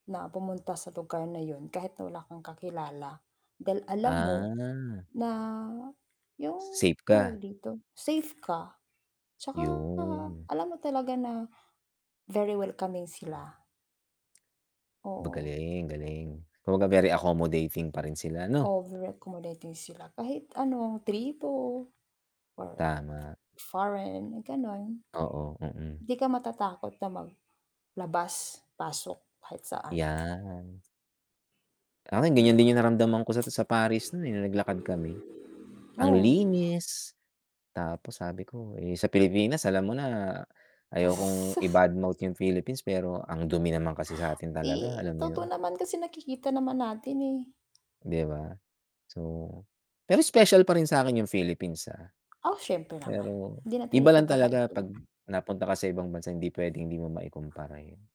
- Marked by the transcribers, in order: drawn out: "Ah"; tapping; other background noise; distorted speech; drawn out: "'Yan"; mechanical hum; other street noise
- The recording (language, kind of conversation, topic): Filipino, unstructured, Ano ang paborito mong lugar na napuntahan?